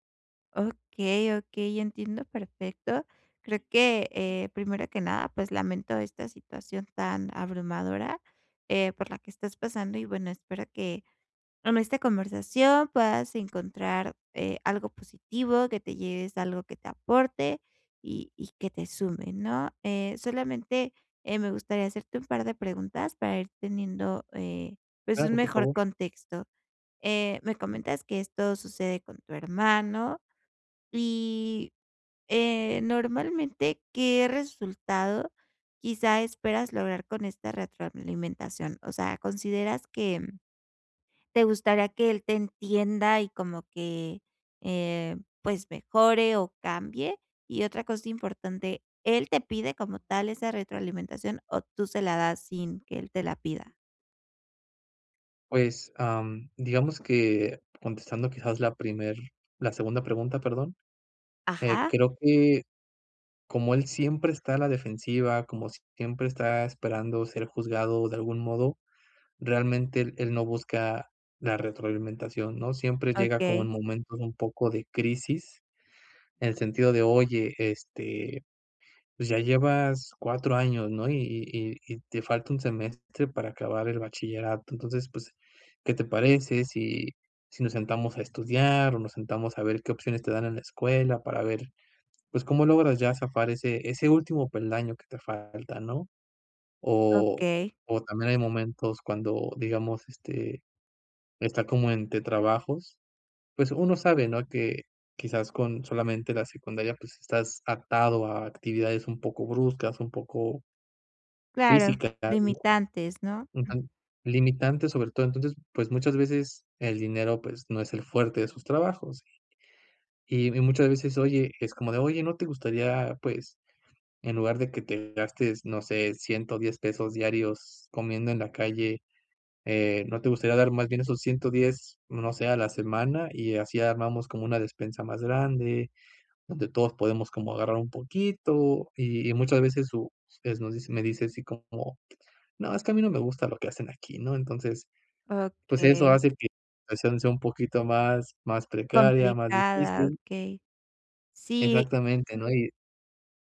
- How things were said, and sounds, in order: other background noise; tapping; other noise
- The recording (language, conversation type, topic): Spanish, advice, ¿Cómo puedo dar retroalimentación constructiva sin generar conflicto?